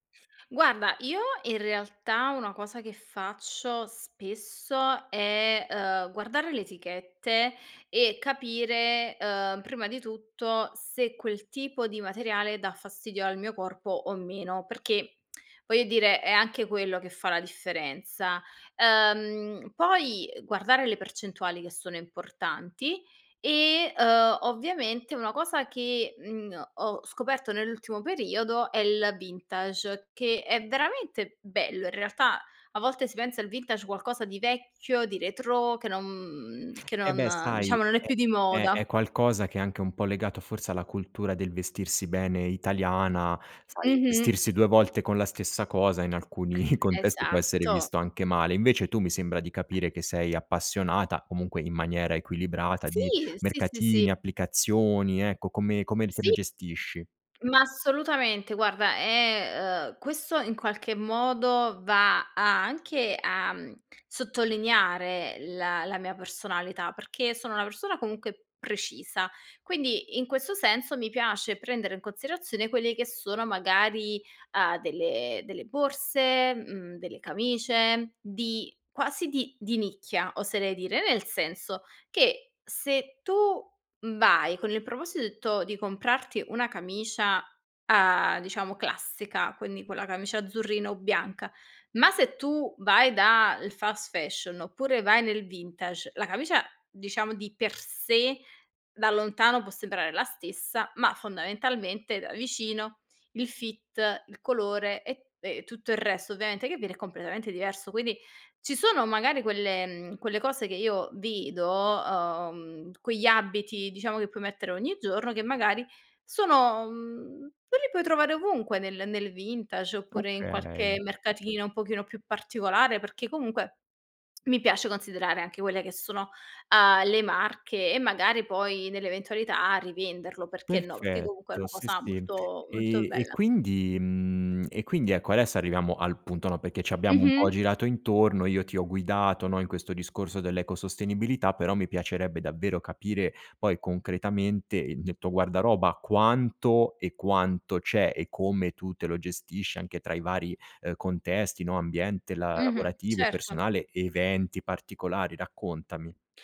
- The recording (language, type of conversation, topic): Italian, podcast, Che ruolo ha il tuo guardaroba nella tua identità personale?
- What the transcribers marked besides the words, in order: lip smack; other background noise; background speech; laughing while speaking: "alcuni"; "considerazione" said as "consirazione"; in English: "fit"